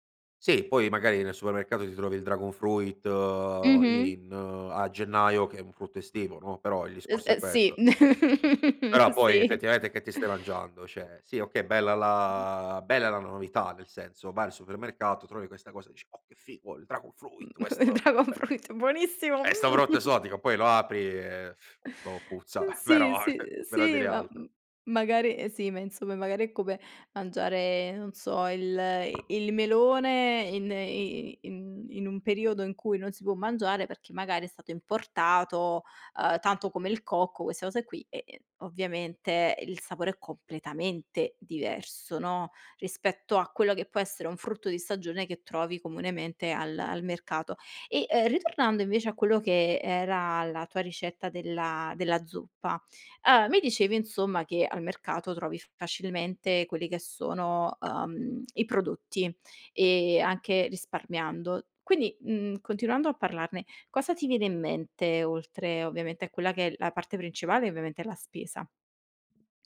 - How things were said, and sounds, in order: in English: "dragon fruit"; other background noise; drawn out: "fruit"; chuckle; laughing while speaking: "sì"; "Cioè" said as "ceh"; put-on voice: "Oh, che figo, il dragon fruit questo è"; in English: "dragon fruit"; chuckle; laughing while speaking: "il dragon fruit"; in English: "dragon fruit"; chuckle; lip trill; chuckle; laughing while speaking: "eh"; tapping
- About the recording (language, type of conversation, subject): Italian, podcast, Che importanza dai alla stagionalità nelle ricette che prepari?